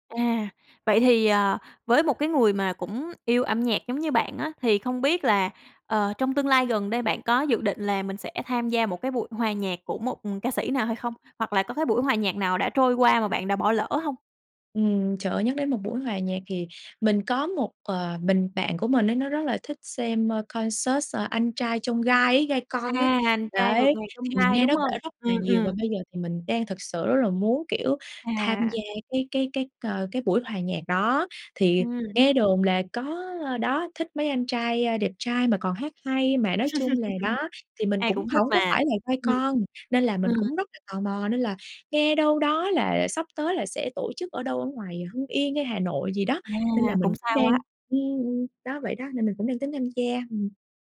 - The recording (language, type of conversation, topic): Vietnamese, podcast, Âm nhạc làm thay đổi tâm trạng bạn thế nào?
- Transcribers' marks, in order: tapping; in English: "concert"; laugh